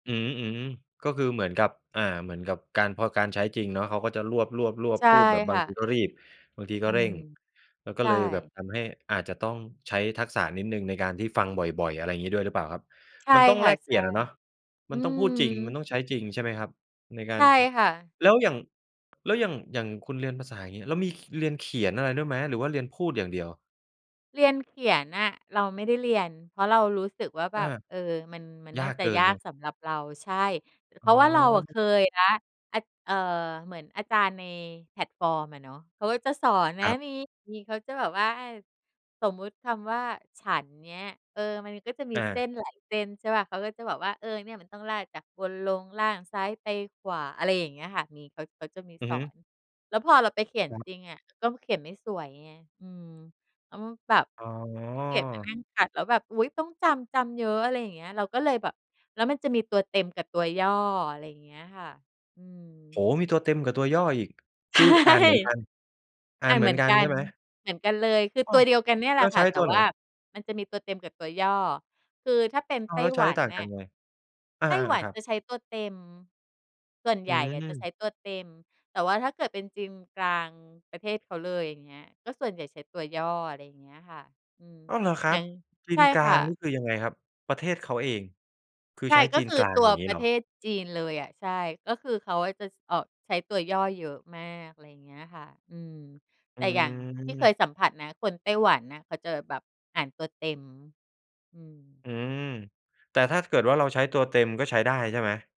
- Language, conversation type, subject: Thai, podcast, ถ้าอยากเริ่มเรียนทักษะใหม่ตอนโต ควรเริ่มอย่างไรดี?
- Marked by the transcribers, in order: unintelligible speech; laughing while speaking: "ใช่"